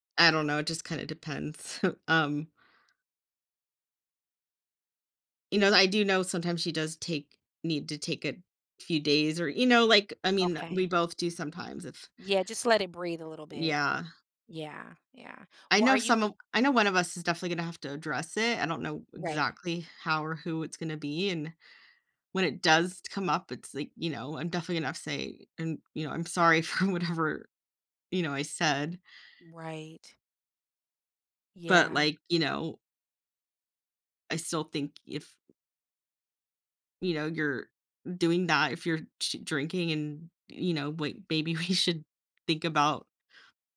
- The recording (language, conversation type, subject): English, advice, How do I apologize and move forward after saying something I regret in an argument?
- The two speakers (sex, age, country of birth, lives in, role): female, 40-44, United States, United States, user; female, 45-49, United States, United States, advisor
- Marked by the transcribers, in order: chuckle; laughing while speaking: "for whatever"; other background noise; laughing while speaking: "we"